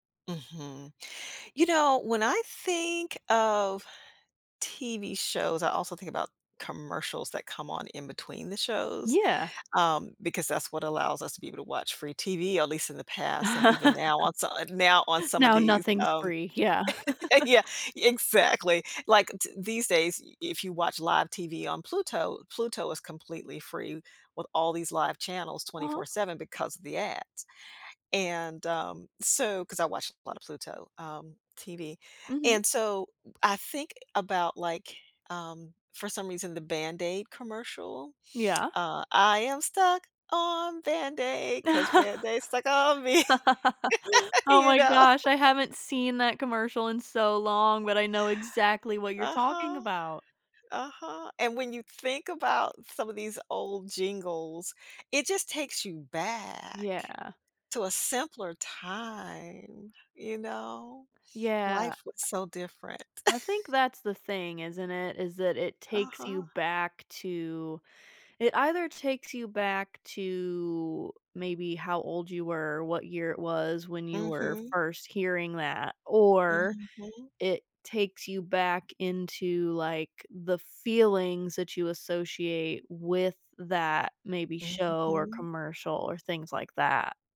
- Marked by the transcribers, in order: laugh; laugh; laughing while speaking: "yeah. Exactly"; singing: "I am stuck on Band Aid 'cause Band-Aid stuck on me"; laugh; laughing while speaking: "me. You know?"; laugh; chuckle
- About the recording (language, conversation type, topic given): English, unstructured, How can I stop a song from bringing back movie memories?
- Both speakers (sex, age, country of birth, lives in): female, 25-29, United States, United States; female, 60-64, United States, United States